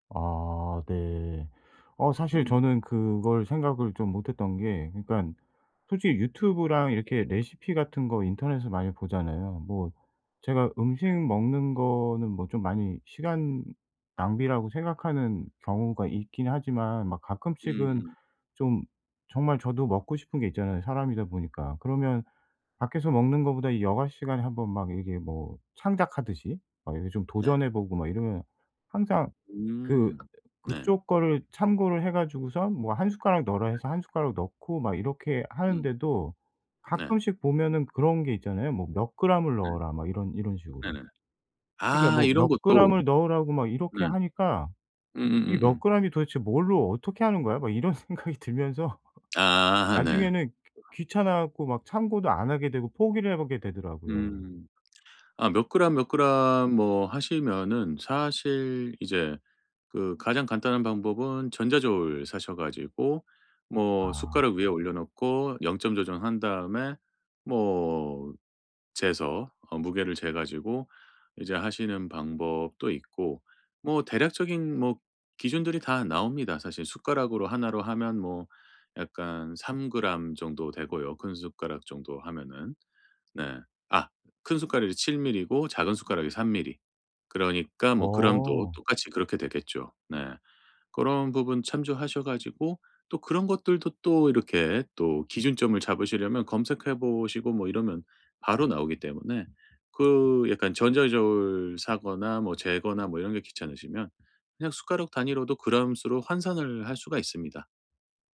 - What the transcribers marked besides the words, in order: other background noise; tapping; laughing while speaking: "이런 생각이 들면서"
- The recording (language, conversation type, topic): Korean, advice, 요리에 자신감을 기르려면 어떤 작은 습관부터 시작하면 좋을까요?